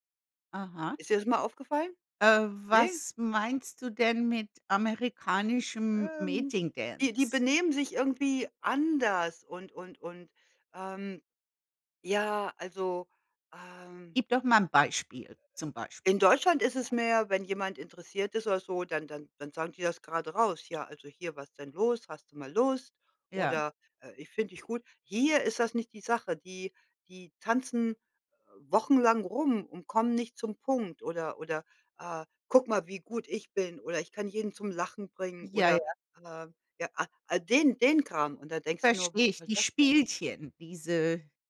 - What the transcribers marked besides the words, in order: in English: "Mating-Dance?"
- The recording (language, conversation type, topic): German, unstructured, Wie erkennst du, ob jemand wirklich an einer Beziehung interessiert ist?